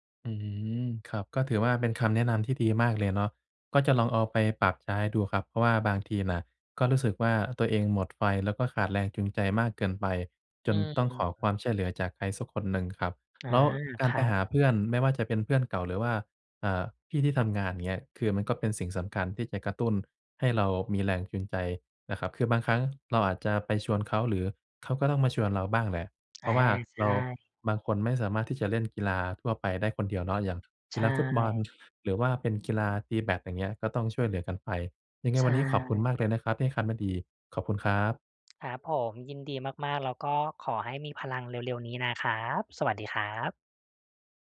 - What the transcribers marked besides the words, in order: other background noise; tapping
- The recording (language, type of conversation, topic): Thai, advice, จะเริ่มทำกิจกรรมผ่อนคลายแบบไม่ตั้งเป้าหมายอย่างไรดีเมื่อรู้สึกหมดไฟและไม่มีแรงจูงใจ?
- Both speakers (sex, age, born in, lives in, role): male, 25-29, Thailand, Thailand, user; other, 35-39, Thailand, Thailand, advisor